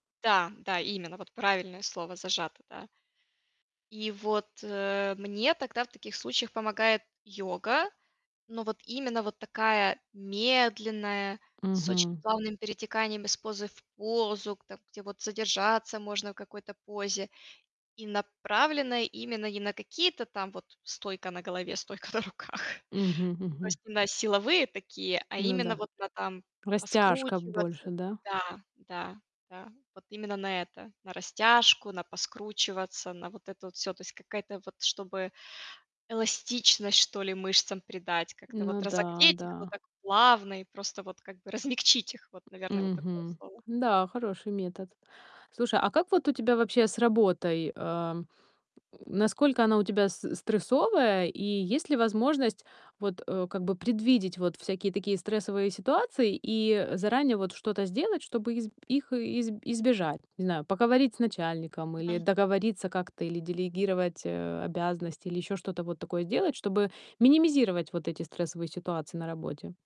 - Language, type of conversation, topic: Russian, podcast, Что помогает вам справляться со стрессом в будние дни?
- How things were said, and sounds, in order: tapping; laughing while speaking: "стойка на руках"; other background noise